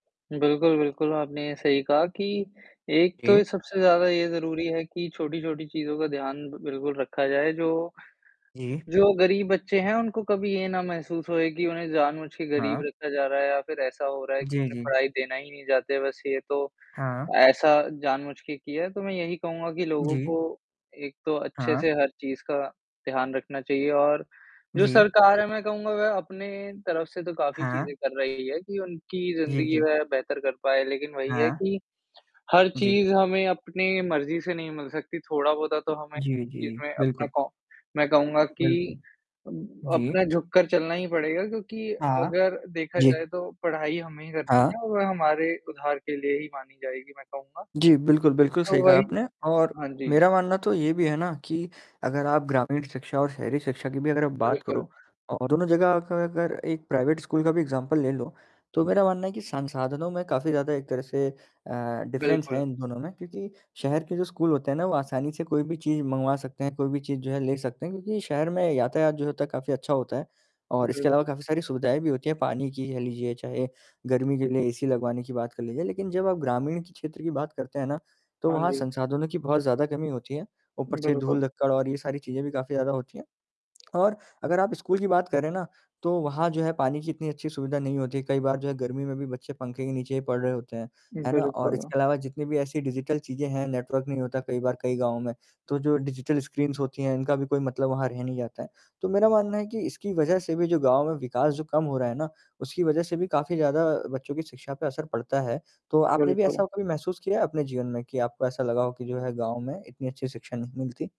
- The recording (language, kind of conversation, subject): Hindi, unstructured, क्या आपको लगता है कि हर बच्चे को समान शिक्षा के अवसर मिलते हैं, और क्यों?
- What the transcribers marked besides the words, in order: static; other background noise; distorted speech; in English: "प्राइवेट स्कूल"; in English: "एग्ज़ाम्पल"; in English: "डिफ़रेंस"; tapping; in English: "डिजिटल"; in English: "नेटवर्क"; in English: "डिजिटल स्क्रीन्स"